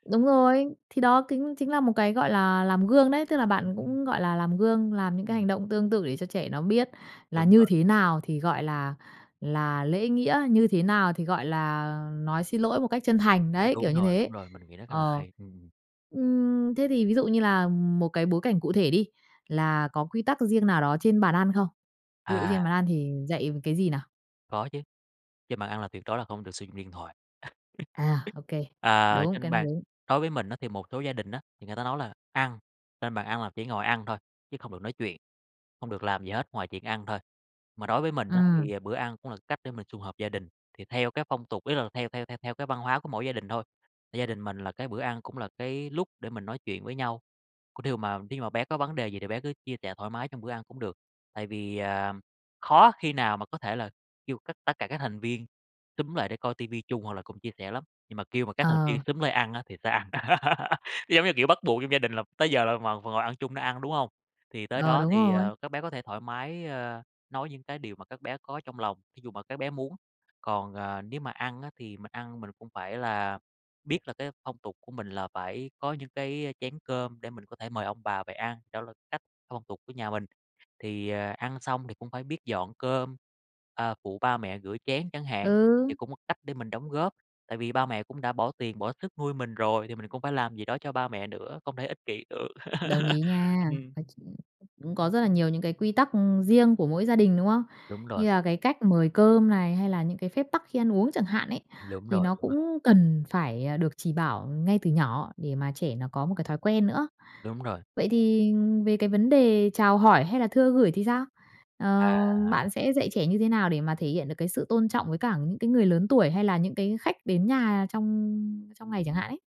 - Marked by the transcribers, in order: tapping; laugh; laugh; laugh
- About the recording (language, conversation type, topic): Vietnamese, podcast, Bạn dạy con về lễ nghĩa hằng ngày trong gia đình như thế nào?